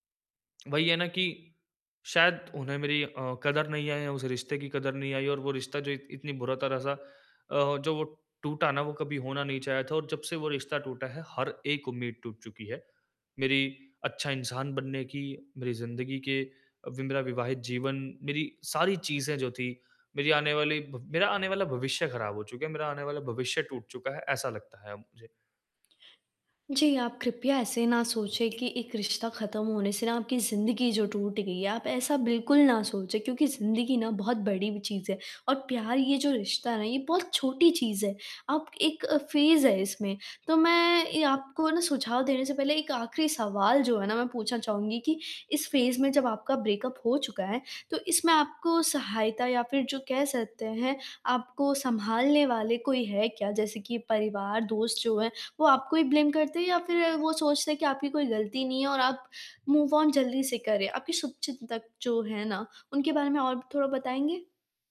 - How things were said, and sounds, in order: in English: "फ़ेज़"; in English: "फ़ेज़"; in English: "ब्रेकअप"; in English: "ब्लेम"; in English: "मूव ऑन"
- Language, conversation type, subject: Hindi, advice, टूटे रिश्ते को स्वीकार कर आगे कैसे बढ़ूँ?